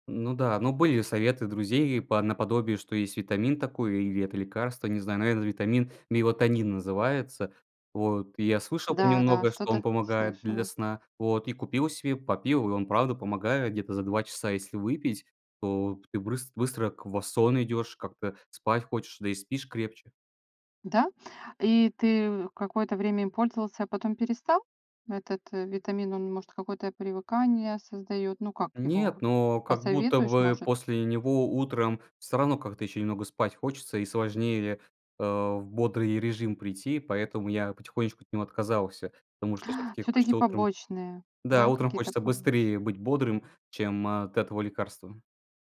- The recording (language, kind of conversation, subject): Russian, podcast, Что помогает тебе быстро и спокойно заснуть ночью?
- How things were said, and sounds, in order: tapping